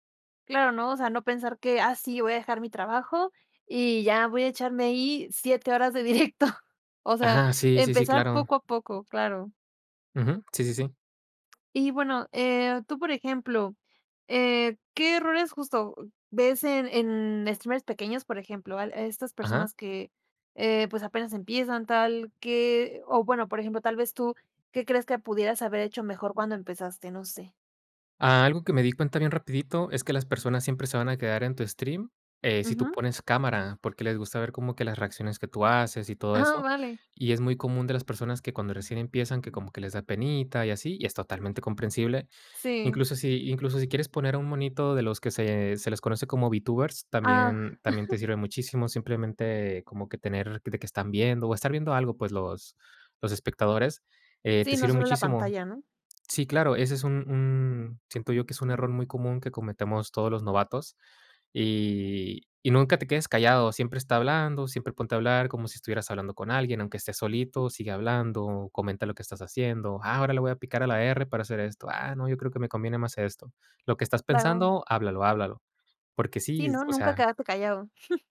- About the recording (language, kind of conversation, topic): Spanish, podcast, ¿Qué consejo le darías a alguien que quiere tomarse en serio su pasatiempo?
- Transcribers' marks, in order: laughing while speaking: "de directo"; tapping; chuckle; chuckle; chuckle